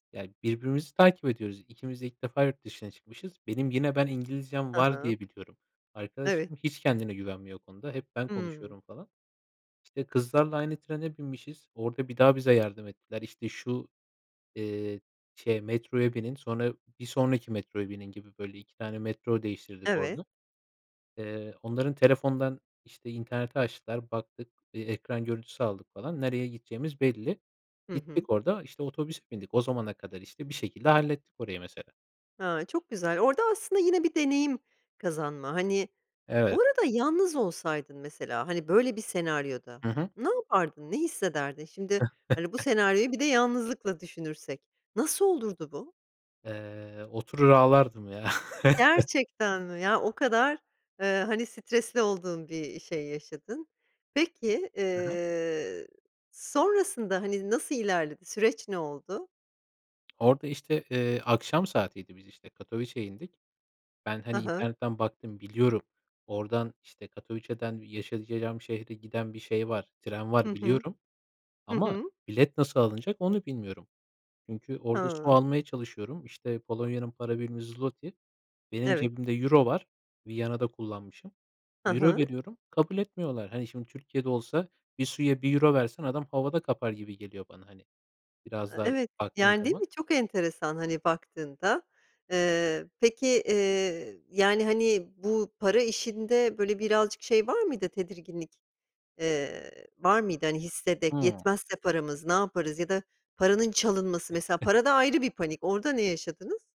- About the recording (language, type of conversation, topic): Turkish, podcast, En unutulmaz seyahat deneyimini anlatır mısın?
- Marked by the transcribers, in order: unintelligible speech; tapping; chuckle; other background noise; chuckle; "hissederek" said as "hissedek"; chuckle